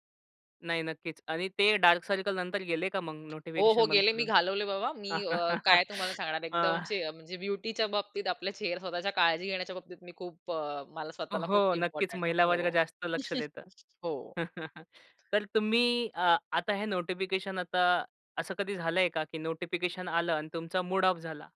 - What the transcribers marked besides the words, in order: in English: "डार्क सर्कल"; tapping; laugh; in English: "इम्पोर्टंट"; chuckle
- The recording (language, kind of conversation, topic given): Marathi, podcast, तुम्ही सूचना बंद केल्यावर तुम्हाला कोणते बदल जाणवले?